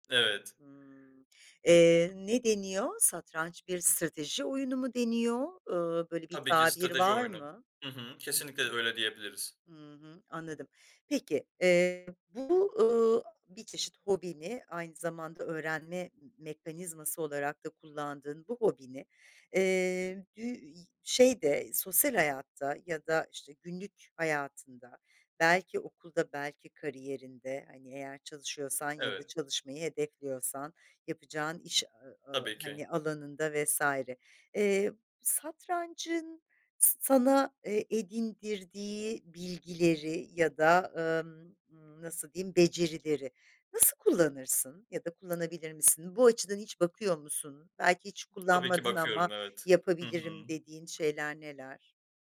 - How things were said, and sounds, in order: tapping; other background noise
- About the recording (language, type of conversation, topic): Turkish, podcast, Öğrenirken seni en çok ne motive eder ve bu motivasyonun arkasındaki hikâye nedir?